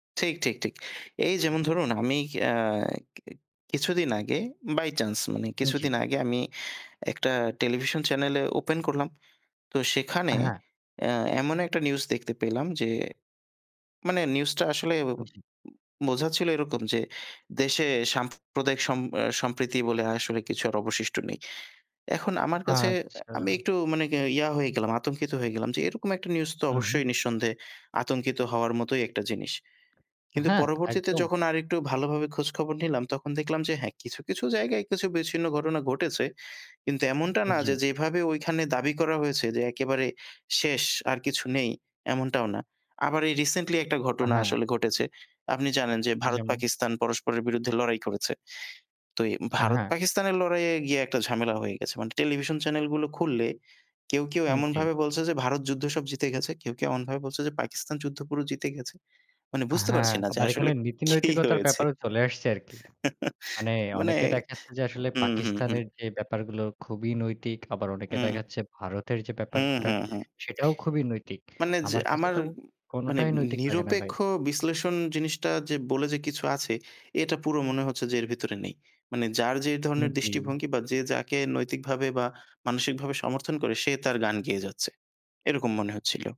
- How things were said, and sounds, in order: other background noise; in English: "বাই চান্স"; tapping; laughing while speaking: "কি হয়েছে?"; chuckle
- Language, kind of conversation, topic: Bengali, unstructured, টেলিভিশনের অনুষ্ঠানগুলো কি অনেক সময় ভুল বার্তা দেয়?